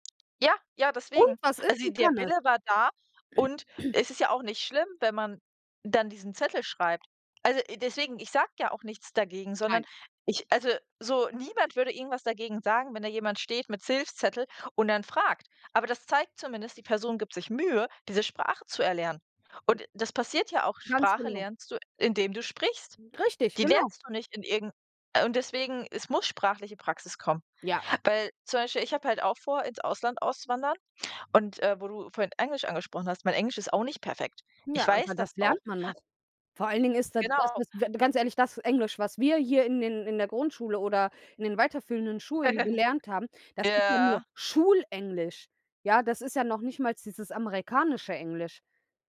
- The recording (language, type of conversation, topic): German, unstructured, Wie wird Integration in der Gesellschaft heute erlebt?
- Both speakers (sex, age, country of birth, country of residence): female, 25-29, Germany, Germany; female, 30-34, Germany, Germany
- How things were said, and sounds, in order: stressed: "Schulenglisch"